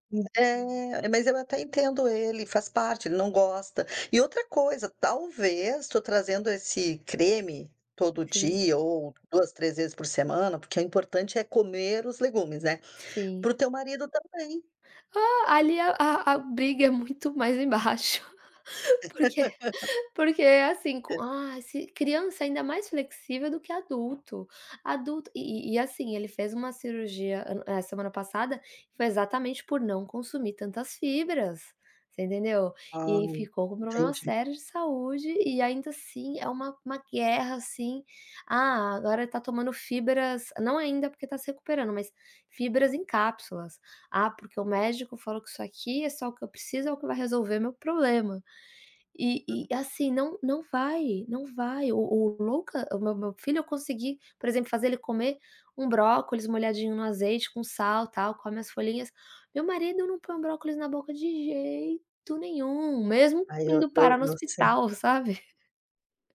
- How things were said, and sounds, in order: tapping; chuckle; laugh; other background noise; chuckle
- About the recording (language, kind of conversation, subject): Portuguese, advice, Como é morar com um parceiro que tem hábitos alimentares opostos?